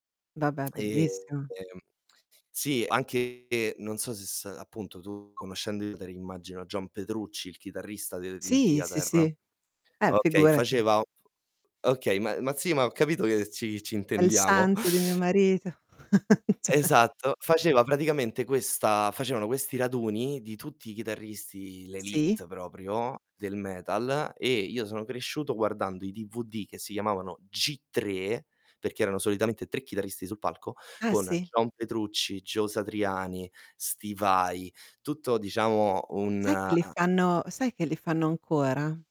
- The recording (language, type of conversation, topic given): Italian, unstructured, In che modo la musica può cambiare il tuo umore?
- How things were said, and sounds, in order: drawn out: "Ehm"; distorted speech; other background noise; unintelligible speech; static; chuckle; laughing while speaking: "ceh"; "cioè" said as "ceh"